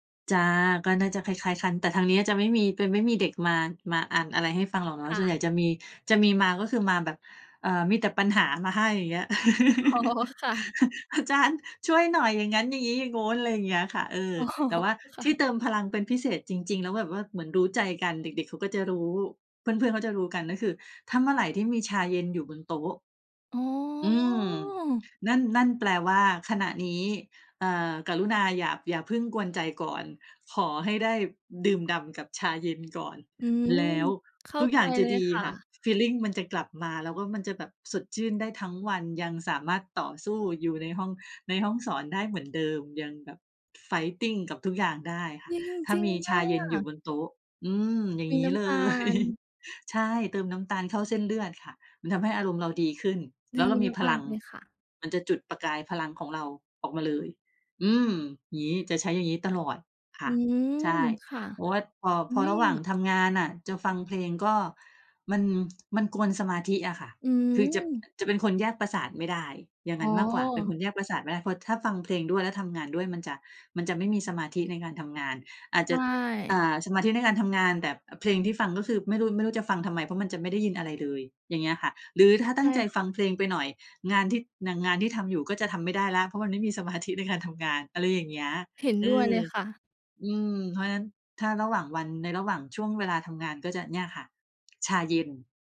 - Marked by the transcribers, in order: laugh; laughing while speaking: "อ๋อ"; laughing while speaking: "อ๋อ"; chuckle; drawn out: "อ๋อ"; in English: "fighting"; chuckle
- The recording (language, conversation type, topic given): Thai, unstructured, ช่วงเวลาไหนที่คุณมีความสุขกับการทำงานมากที่สุด?